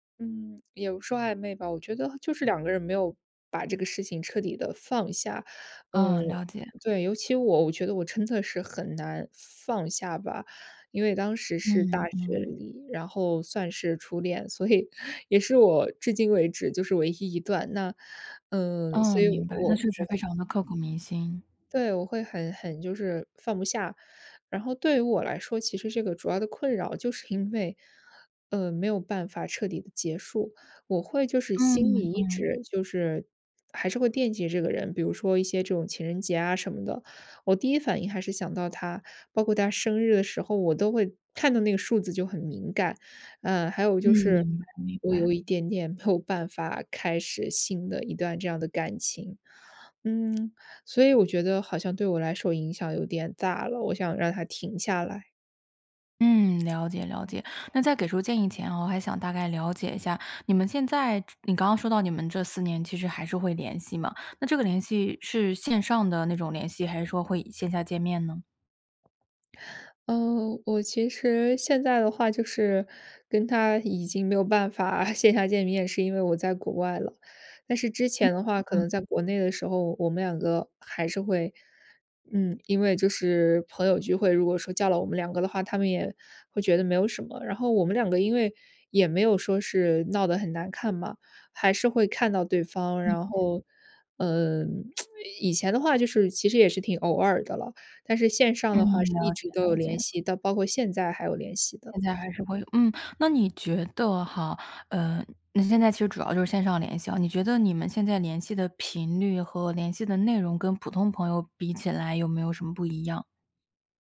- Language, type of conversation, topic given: Chinese, advice, 我对前任还存在情感上的纠葛，该怎么办？
- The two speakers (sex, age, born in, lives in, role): female, 25-29, China, France, user; female, 30-34, China, United States, advisor
- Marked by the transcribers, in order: laughing while speaking: "所以"; laughing while speaking: "没有办法"; other background noise; laughing while speaking: "线下见面"; tsk